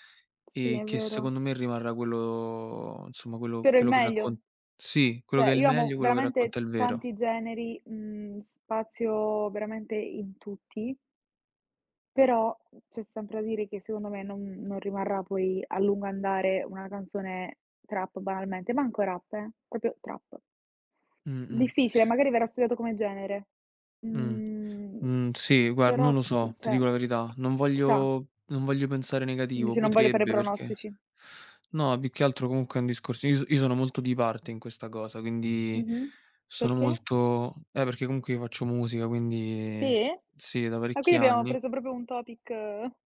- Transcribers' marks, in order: "Cioè" said as "ceh"; "proprio" said as "propio"; other background noise; drawn out: "Mhmm"; "cioè" said as "ceh"; tapping; "quindi" said as "quini"
- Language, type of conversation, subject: Italian, unstructured, Perché alcune canzoni diventano inni generazionali?